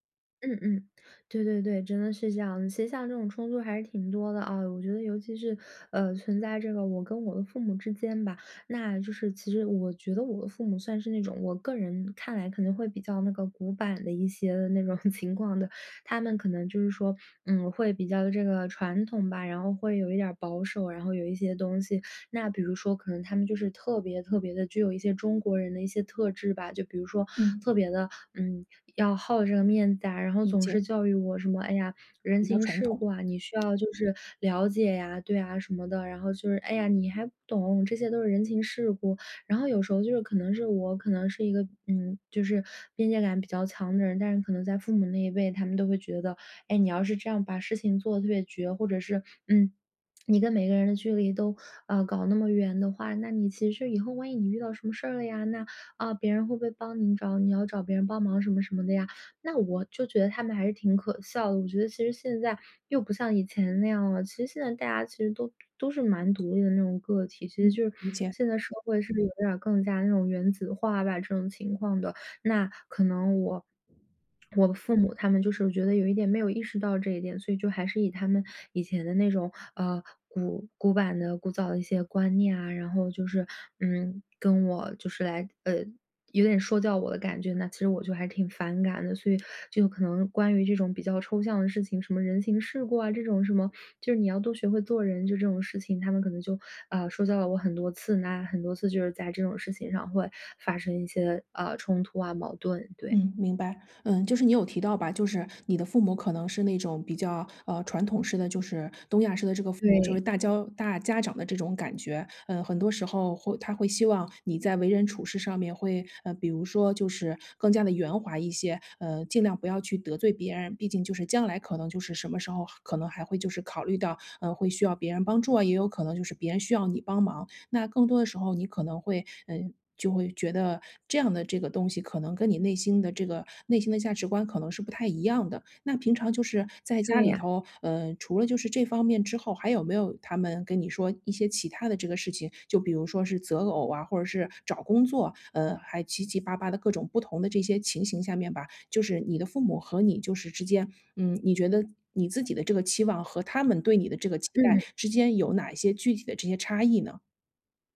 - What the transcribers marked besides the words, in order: other background noise; laughing while speaking: "那种情况的"
- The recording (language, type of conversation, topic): Chinese, podcast, 你平时如何在回应别人的期待和坚持自己的愿望之间找到平衡？